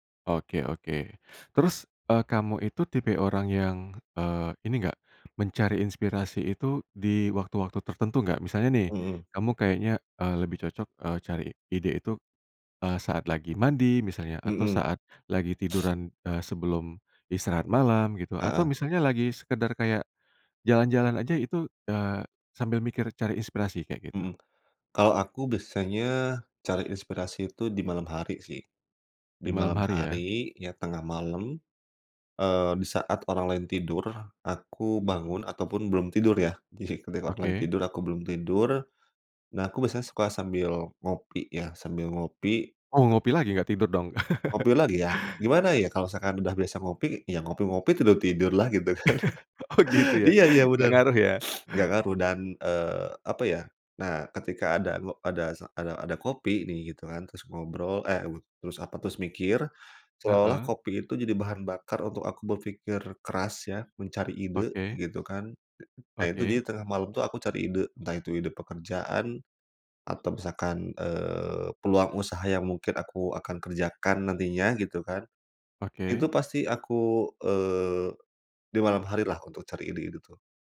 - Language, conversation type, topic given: Indonesian, podcast, Apa kebiasaan sehari-hari yang membantu kreativitas Anda?
- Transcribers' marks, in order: sniff; sniff; surprised: "Oh"; tapping; laugh; "misalkan" said as "salkan"; chuckle; laughing while speaking: "Oh, gitu ya? Nggak ngaruh, ya?"; laughing while speaking: "gitu kan"